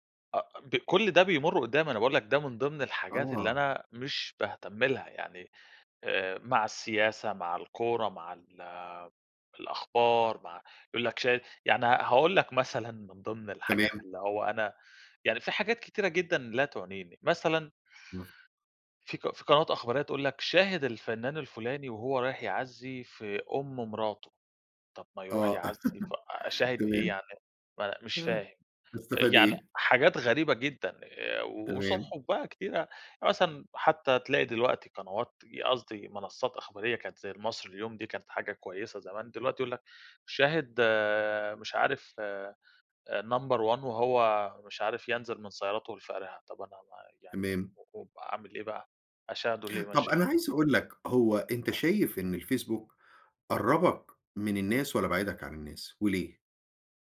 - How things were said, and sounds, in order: chuckle; in English: "number one"
- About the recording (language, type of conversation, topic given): Arabic, podcast, سؤال باللهجة المصرية عن أكتر تطبيق بيُستخدم يوميًا وسبب استخدامه